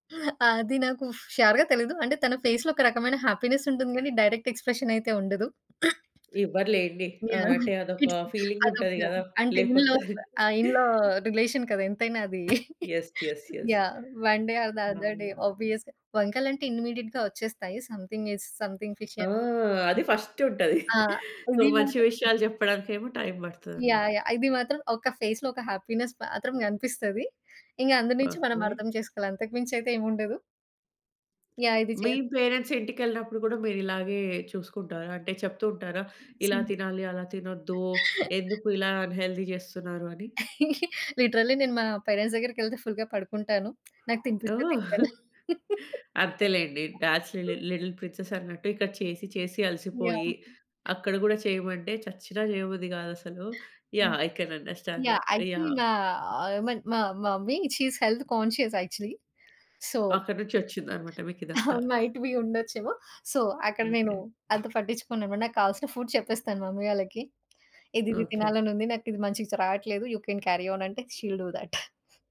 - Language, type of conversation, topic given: Telugu, podcast, రోజువారీ భోజనాన్ని మీరు ఎలా ప్రణాళిక చేసుకుంటారు?
- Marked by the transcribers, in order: in English: "ష్యూర్‌గా"; in English: "ఫేస్‌లో"; in English: "హ్యాపీనెస్"; other background noise; in English: "డైరెక్ట్"; throat clearing; in English: "కిడ్స్"; in English: "ఇన్‌లాస్"; in English: "ఇన్‌లా రిలేషన్"; in English: "యెస్. యెస్. యెస్"; chuckle; in English: "వన్ డే ఆర్ ద అదర్ డే ఆబ్వియస్‌గా"; in English: "ఇమ్మీడియేట్‌గా"; in English: "సమ్‌థింగ్ ఈస్ సమ్‌థింగ్ ఫిష్షి"; giggle; in English: "సో"; in English: "టైమ్"; in English: "ఫేస్‌లో"; in English: "హ్యాపీనెస్"; in English: "పేరెంట్స్"; in English: "అన్‌హెల్తీ"; chuckle; in English: "లిటరల్లీ"; in English: "పేరెంట్స్"; in English: "ఫుల్‌గా"; giggle; in English: "డాడ్స్ లీ లిటిల్ ప్రిన్సెస్"; laugh; in English: "ఐ కెన్ అండర్‌స్టాండ్ దట్"; in English: "యాక్చువల్లీ"; in English: "ఐ మీన్"; in English: "మమ్మీ షి ఈస్ హెల్త్ కాన్షియస్ యాక్చువల్లీ. సో"; tapping; giggle; in English: "మైట్ బీ"; in English: "సో"; in English: "ఫుడ్"; in English: "యూ కెన్ క్యారి ఆన్"; in English: "షి విల్ డూ దట్"